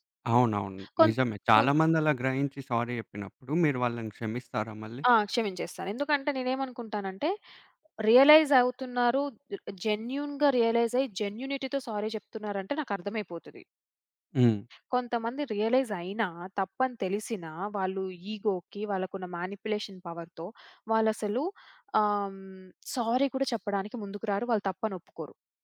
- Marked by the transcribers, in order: in English: "సారీ"; in English: "రియలైజ్"; in English: "జెన్యూన్‌గా"; in English: "జెన్యూనిటీ‌తో సారీ"; other background noise; in English: "ఇగోకి"; in English: "మానిప్యులేషన్ పవర్‌తో"; in English: "సారీ"
- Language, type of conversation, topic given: Telugu, podcast, ఇతరుల పట్ల సానుభూతి ఎలా చూపిస్తారు?